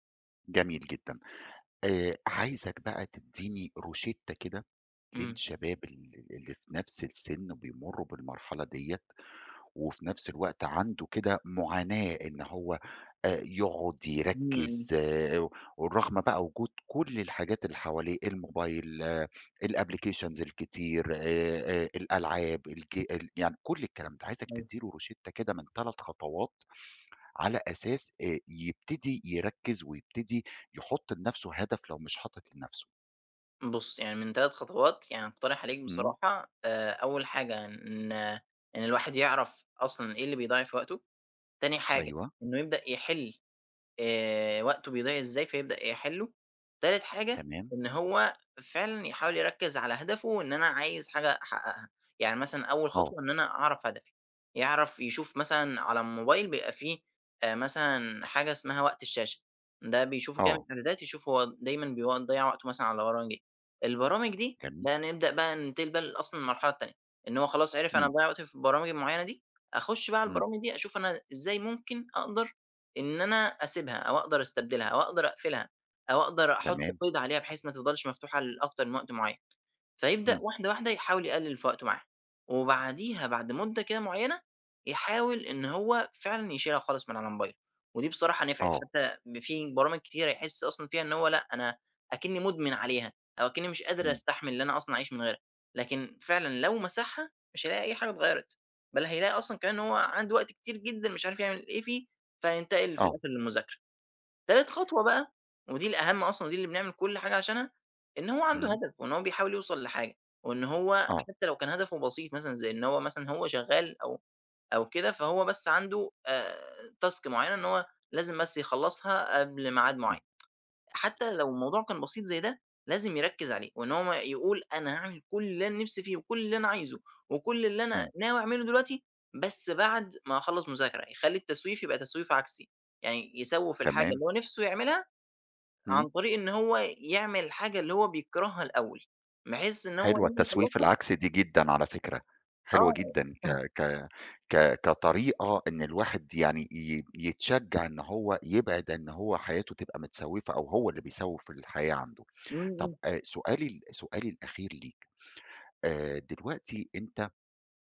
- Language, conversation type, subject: Arabic, podcast, إزاي تتغلب على التسويف؟
- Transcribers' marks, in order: in English: "الapplications"; in English: "تاسك"; chuckle